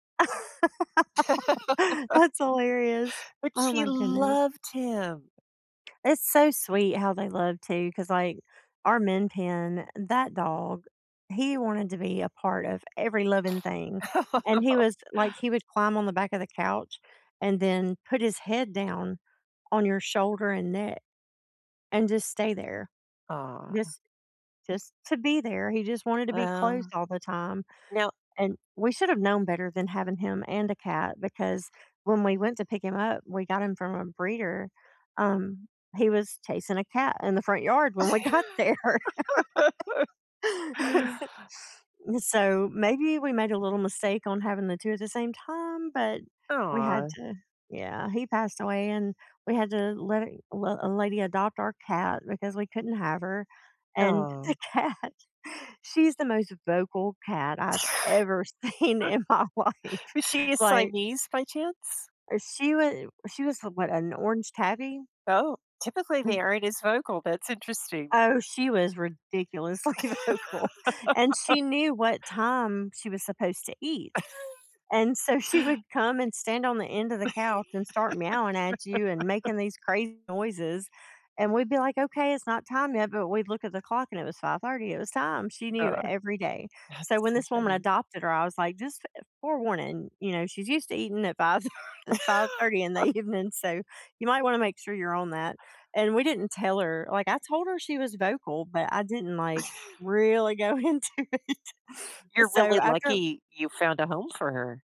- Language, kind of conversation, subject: English, unstructured, What pet qualities should I look for to be a great companion?
- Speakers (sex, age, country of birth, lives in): female, 50-54, United States, United States; female, 60-64, United States, United States
- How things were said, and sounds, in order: laugh; stressed: "loved"; tapping; laugh; laugh; laughing while speaking: "got there"; laugh; laughing while speaking: "cat"; laugh; laughing while speaking: "seen in my life"; chuckle; laughing while speaking: "ridiculously vocal"; laugh; laugh; laugh; laugh; laughing while speaking: "thir"; laughing while speaking: "evening"; laugh; stressed: "really"; laughing while speaking: "into it"